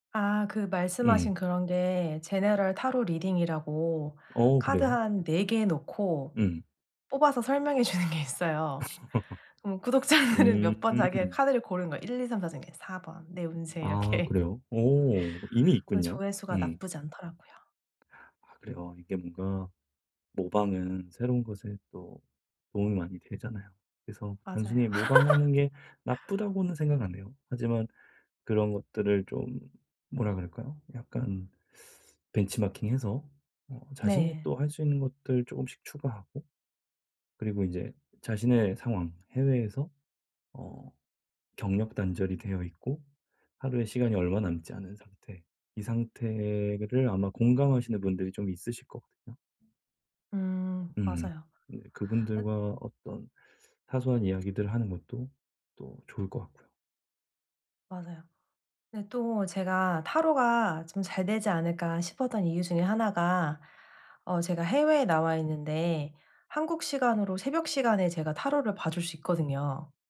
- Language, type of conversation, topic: Korean, advice, 경력 공백 기간을 어떻게 활용해 경력을 다시 시작할 수 있을까요?
- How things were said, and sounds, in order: in English: "General Tarot Reading이라고"; laughing while speaking: "주는 게"; other background noise; laughing while speaking: "구독자들은"; laugh; laughing while speaking: "이렇게"; tapping; laugh